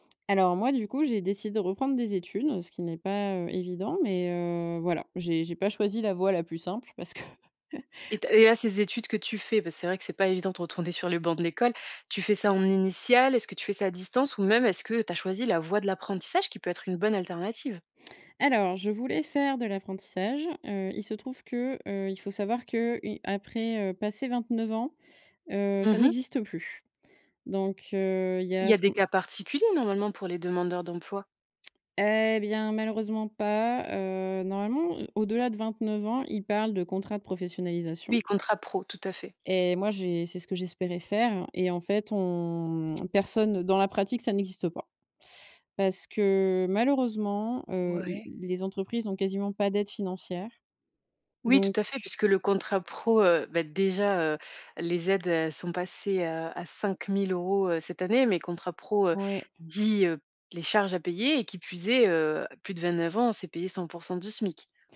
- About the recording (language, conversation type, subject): French, podcast, Comment peut-on tester une idée de reconversion sans tout quitter ?
- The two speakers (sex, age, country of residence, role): female, 25-29, France, host; female, 30-34, France, guest
- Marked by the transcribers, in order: chuckle; laughing while speaking: "retourner"; tapping; drawn out: "on"; stressed: "dit"